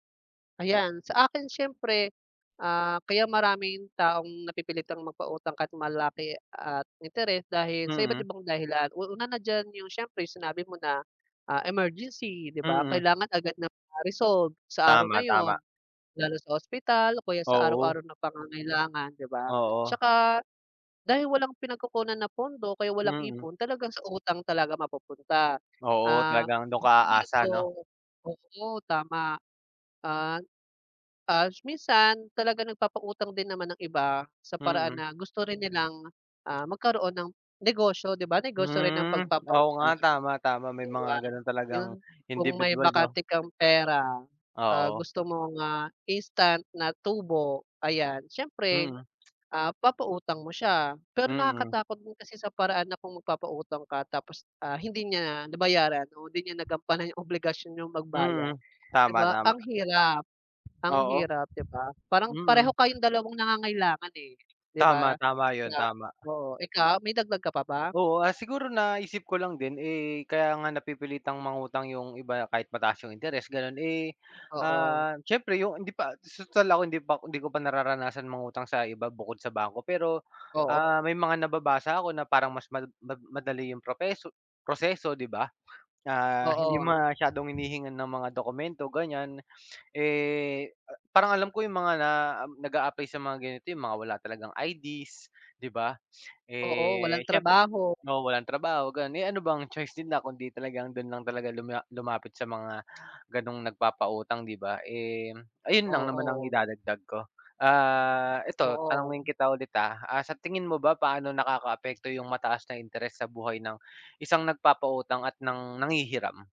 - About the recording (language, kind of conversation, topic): Filipino, unstructured, Ano ang opinyon mo tungkol sa mga nagpapautang na mataas ang interes?
- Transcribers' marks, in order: other background noise; tapping